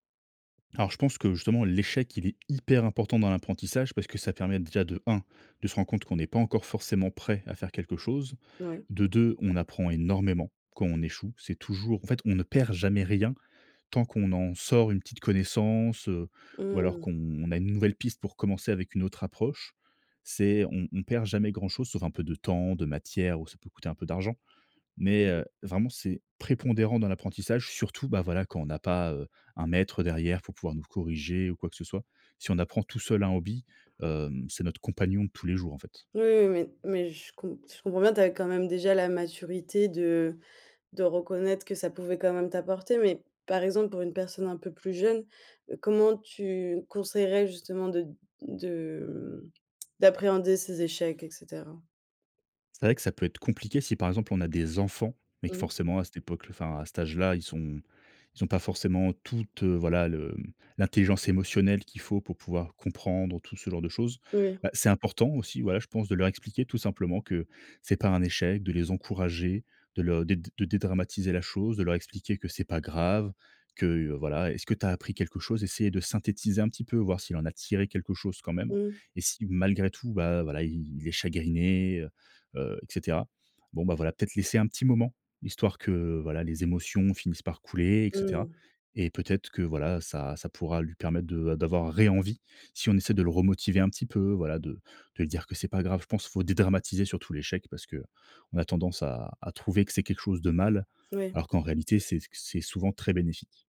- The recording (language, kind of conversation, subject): French, podcast, Quel conseil donnerais-tu à quelqu’un qui débute ?
- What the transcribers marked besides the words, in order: stressed: "l'échec"; stressed: "énormément"; stressed: "perd"; stressed: "surtout"; tsk; stressed: "enfants"; tapping; stressed: "ré-envie"